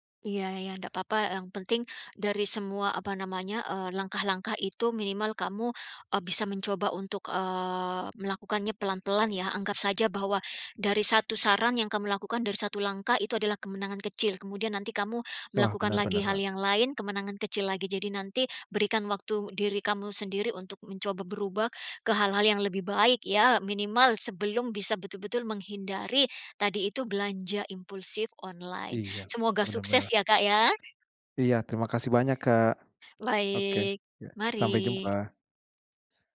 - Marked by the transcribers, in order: other background noise
- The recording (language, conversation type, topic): Indonesian, advice, Bagaimana cara menahan diri saat ada diskon besar atau obral kilat?